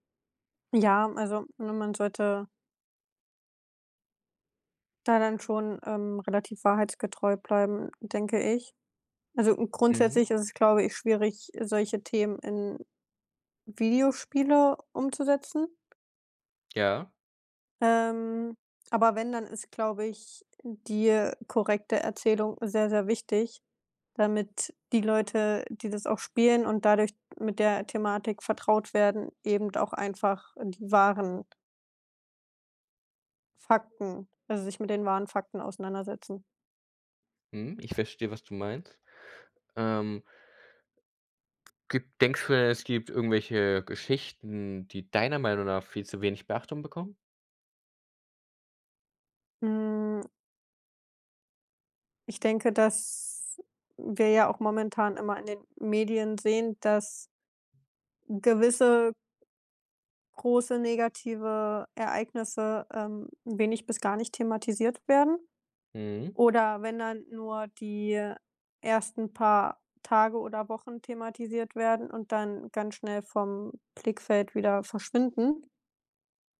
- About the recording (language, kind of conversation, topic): German, unstructured, Was ärgert dich am meisten an der Art, wie Geschichte erzählt wird?
- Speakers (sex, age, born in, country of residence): female, 25-29, Germany, Germany; male, 18-19, Germany, Germany
- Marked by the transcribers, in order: other background noise